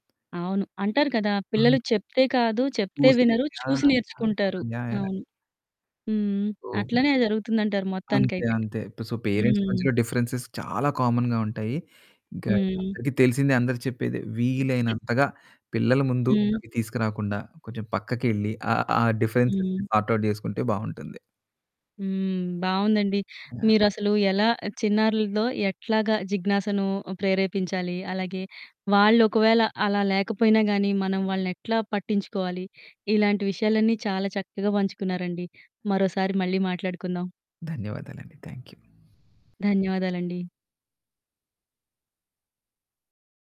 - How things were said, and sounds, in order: distorted speech; unintelligible speech; in English: "సో, పేరెంట్స్"; other background noise; in English: "డిఫరెన్సెస్"; in English: "కామన్‌గా"; in English: "డిఫరెన్సెస్‌ని సార్ట్ ఔట్"; in English: "థాంక్ యూ"
- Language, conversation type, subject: Telugu, podcast, మీరు పిల్లల్లో జిజ్ఞాసను ఎలా ప్రేరేపిస్తారు?